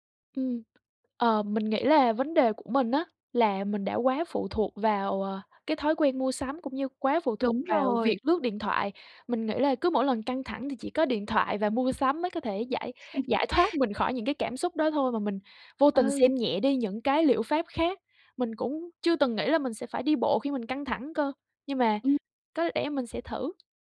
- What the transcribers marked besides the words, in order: laugh; other background noise; tapping
- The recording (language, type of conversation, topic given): Vietnamese, advice, Làm sao để hạn chế mua sắm những thứ mình không cần mỗi tháng?